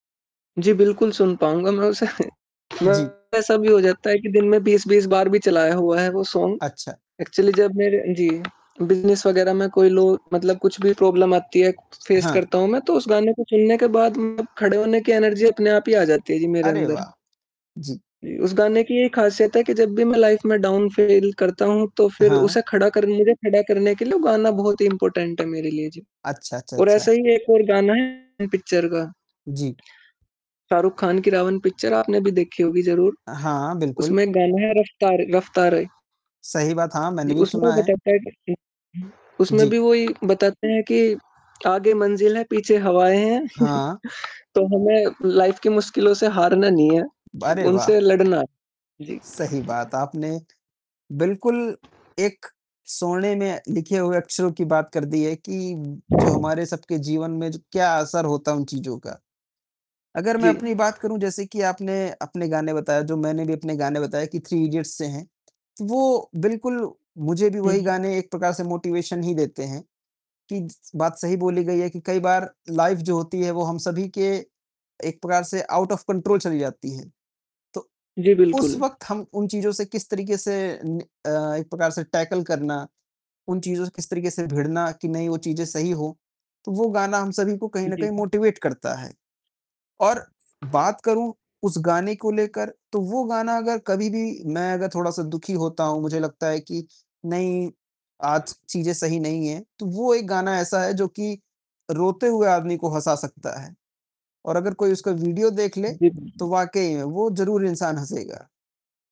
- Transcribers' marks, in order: mechanical hum; laughing while speaking: "उसे"; tapping; distorted speech; in English: "सॉन्ग, एक्चुअली"; other background noise; in English: "प्रॉब्लम"; in English: "फेस"; in English: "एनर्जी"; in English: "लाइफ़"; in English: "डाउन फ़ैल"; in English: "इंपॉर्टेंट"; static; chuckle; in English: "लाइफ़"; wind; in English: "मोटिवेशन"; in English: "लाइफ़"; in English: "आउट ऑफ कंट्रोल"; in English: "टैकल"; in English: "मोटिवेट"
- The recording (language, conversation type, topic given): Hindi, unstructured, आपको कौन सा गाना सबसे ज़्यादा खुश करता है?